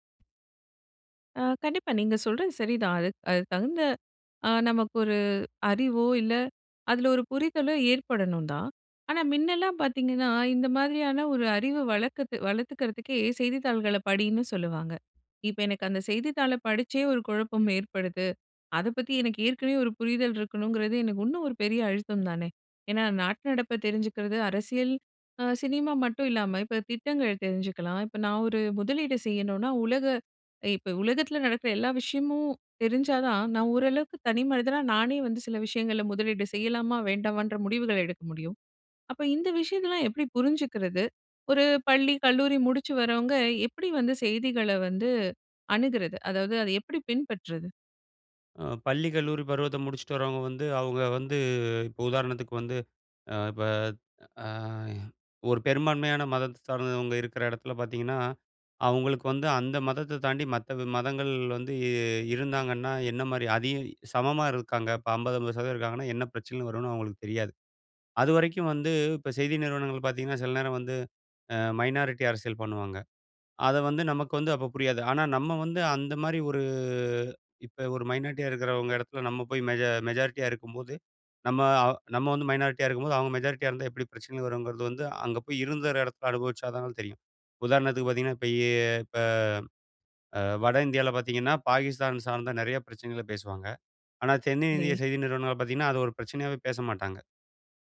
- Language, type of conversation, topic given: Tamil, podcast, செய்தி ஊடகங்கள் நம்பகமானவையா?
- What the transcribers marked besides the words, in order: other background noise; drawn out: "ஒரு"